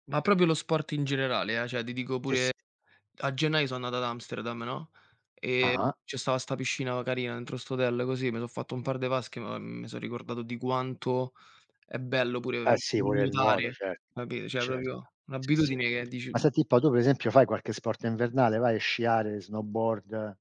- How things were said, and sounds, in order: "proprio" said as "propio"; "cioè" said as "ceh"; tapping; "cioè" said as "ceh"; "proprio" said as "propio"
- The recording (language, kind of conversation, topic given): Italian, unstructured, Come ti senti dopo una corsa all’aperto?